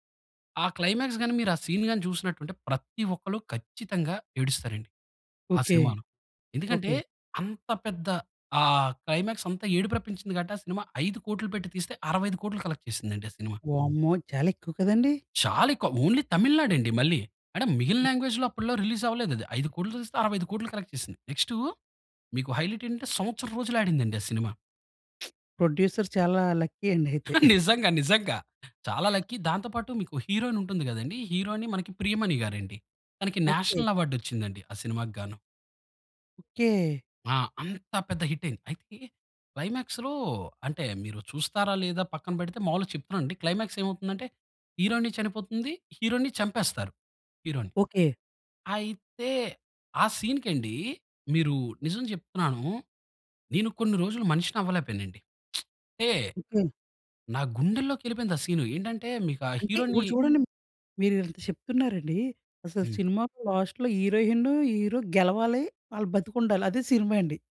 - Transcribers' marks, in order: in English: "క్లైమాక్స్"; in English: "సీన్"; in English: "క్లైమాక్స్"; in English: "కలెక్ట్"; in English: "ఓన్లీ"; in English: "లాంగ్వేజ్‌లో"; other background noise; in English: "రిలీజ్"; in English: "కలెక్ట్"; in English: "హైలైట్"; lip smack; in English: "ప్రొడ్యూసర్"; in English: "లక్కీ"; laughing while speaking: "అండి అయితే"; laughing while speaking: "నిజంగా. నిజంగా"; in English: "లక్కీ"; in English: "హీరోయిన్"; in English: "హీరోయిన్"; in English: "నేషనల్ అవార్డ్"; in English: "హిట్"; in English: "క్లైమాక్స్‌లో"; in English: "క్లైమాక్స్"; in English: "హీరోయిన్"; in English: "హీరోని"; in English: "హీరోని"; in English: "సీన్‌కి"; lip smack; in English: "సీన్"; in English: "హీరోని"; in English: "లాస్ట్‌లో హీరోయిన్, హీరో"
- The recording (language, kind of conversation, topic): Telugu, podcast, సినిమా హాల్‌కు వెళ్లిన అనుభవం మిమ్మల్ని ఎలా మార్చింది?